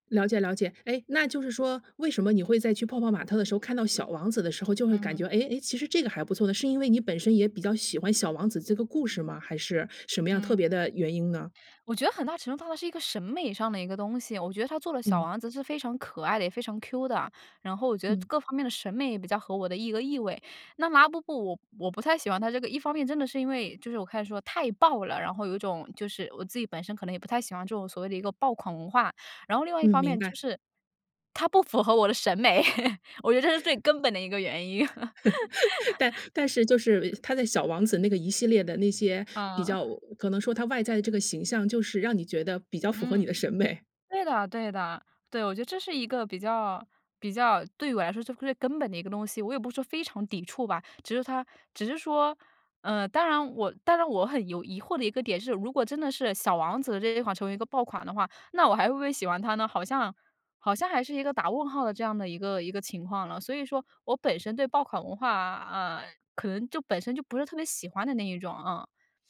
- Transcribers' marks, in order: laughing while speaking: "它不符合我的审美，我觉得这是最根本的一个原因"; laugh; laughing while speaking: "审美"; other noise
- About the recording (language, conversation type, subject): Chinese, podcast, 你怎么看待“爆款”文化的兴起？